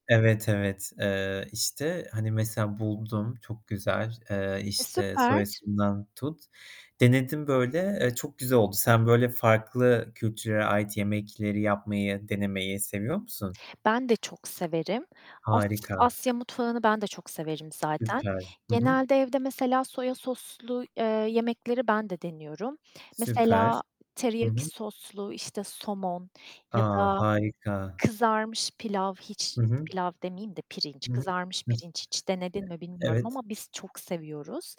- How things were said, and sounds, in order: distorted speech; other background noise; static; tapping; in English: "teriyaki"; unintelligible speech
- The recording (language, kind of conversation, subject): Turkish, unstructured, Farklı kültürlerin yemeklerini denemek hakkında ne düşünüyorsun?